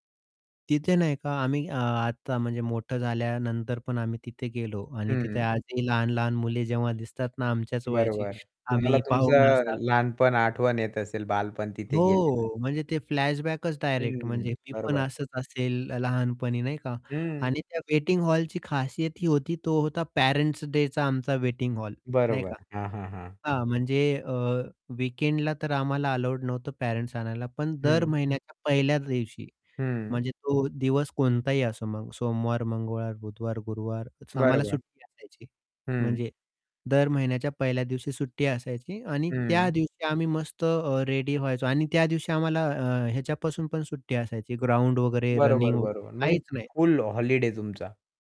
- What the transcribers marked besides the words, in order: static; distorted speech; other background noise; in English: "वीकेंडला"; in English: "रेडी"; in English: "हॉलिडे"
- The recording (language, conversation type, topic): Marathi, podcast, तुमची बालपणीची आवडती बाहेरची जागा कोणती होती?